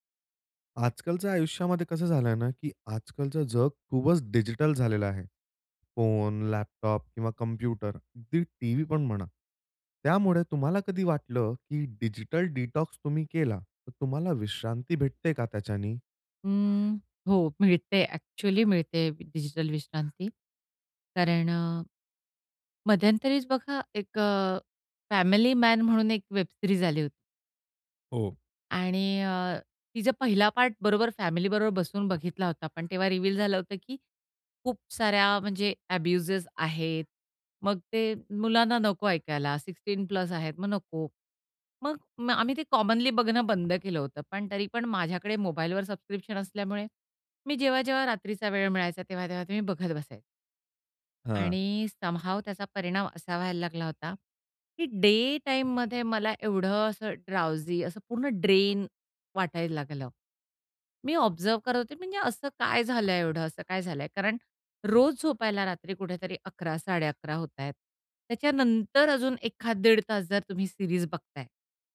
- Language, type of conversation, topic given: Marathi, podcast, डिजिटल डिटॉक्स तुमच्या विश्रांतीला कशी मदत करतो?
- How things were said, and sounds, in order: bird; in English: "रिवील"; in English: "एब्युजेस"; other noise; in English: "समहाऊ"; in English: "ड्राउजी"; in English: "ड्रेन"; in English: "ऑब्झर्व्ह"